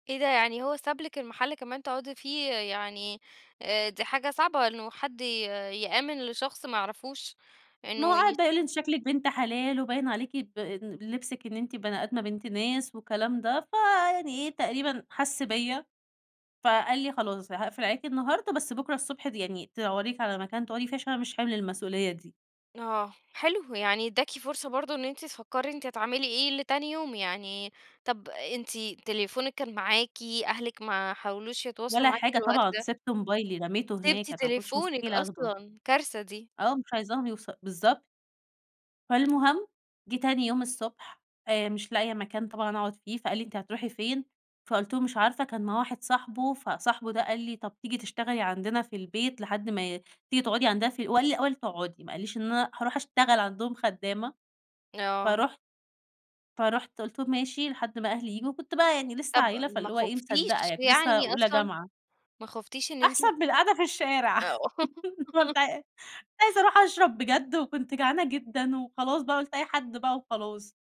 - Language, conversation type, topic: Arabic, podcast, مين ساعدك لما كنت تايه؟
- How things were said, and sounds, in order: unintelligible speech; tapping; unintelligible speech; laugh; unintelligible speech; laugh